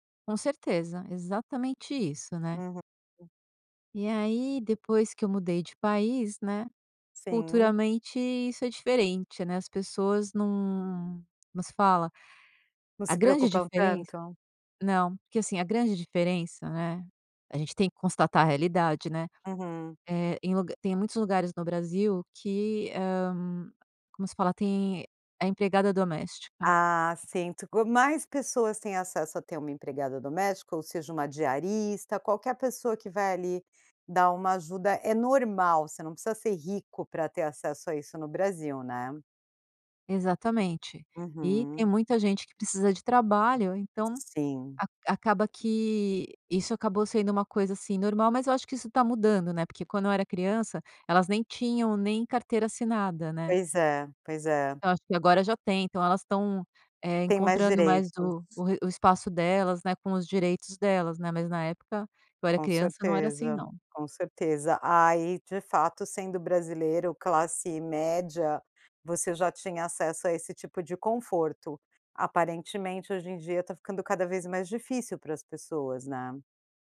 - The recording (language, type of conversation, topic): Portuguese, podcast, Como você evita distrações domésticas quando precisa se concentrar em casa?
- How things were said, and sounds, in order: other noise; other background noise; tapping